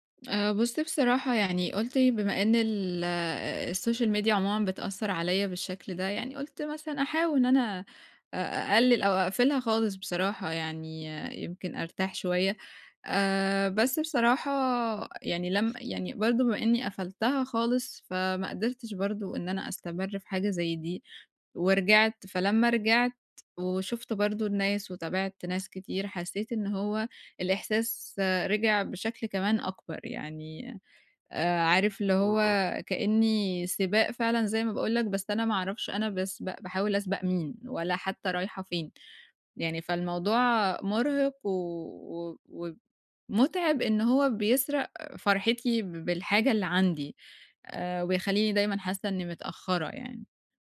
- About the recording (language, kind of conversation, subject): Arabic, advice, إزاي أبني ثقتي في نفسي من غير ما أقارن نفسي بالناس؟
- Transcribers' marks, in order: in English: "السوشيال ميديا"; tapping